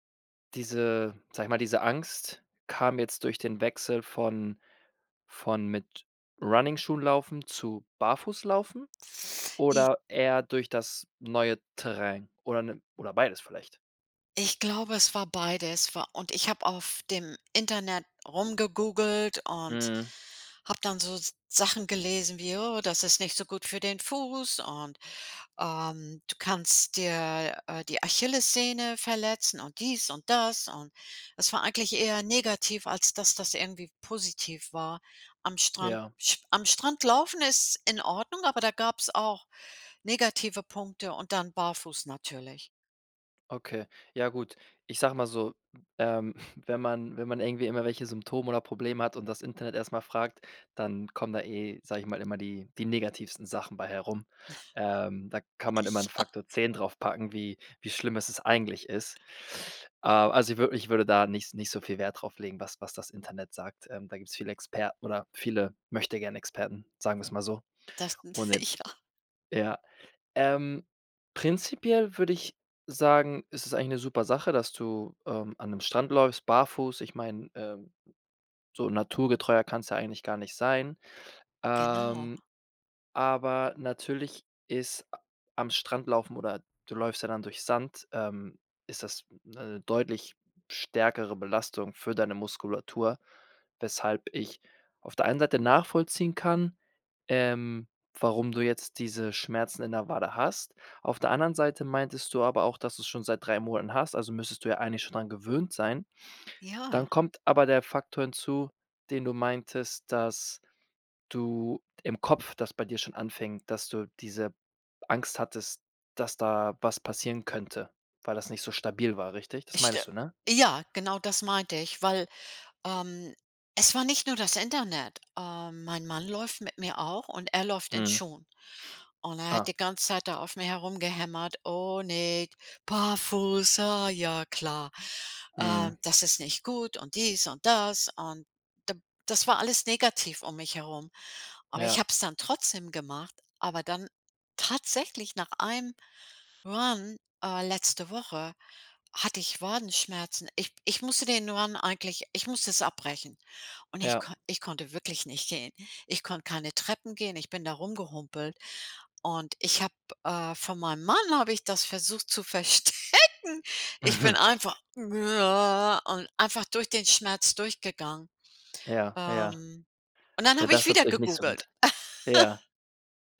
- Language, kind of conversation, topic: German, advice, Wie kann ich mit der Angst umgehen, mich beim Training zu verletzen?
- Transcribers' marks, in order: chuckle; chuckle; laughing while speaking: "Ja"; chuckle; laughing while speaking: "Ja"; in English: "Run"; in English: "Run"; stressed: "Mann"; laughing while speaking: "verstecken"; other noise; chuckle